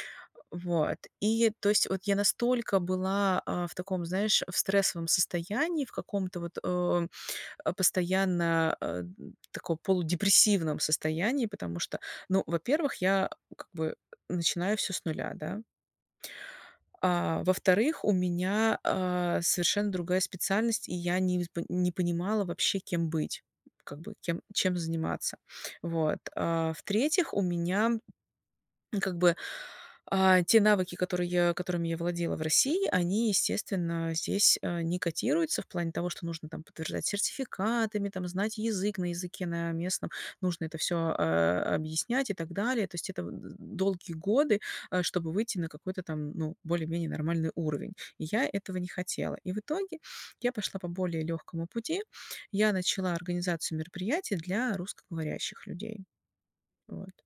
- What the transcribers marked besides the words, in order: none
- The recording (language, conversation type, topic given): Russian, advice, Как найти смысл жизни вне карьеры?